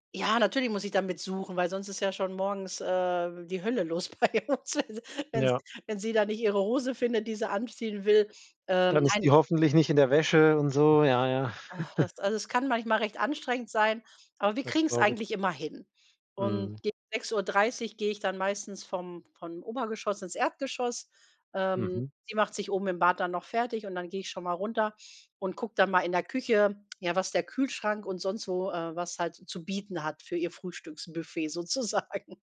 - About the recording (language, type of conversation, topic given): German, podcast, Wie sieht dein typischer Morgen zu Hause aus?
- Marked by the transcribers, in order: laughing while speaking: "bei uns"; chuckle; laughing while speaking: "sozusagen"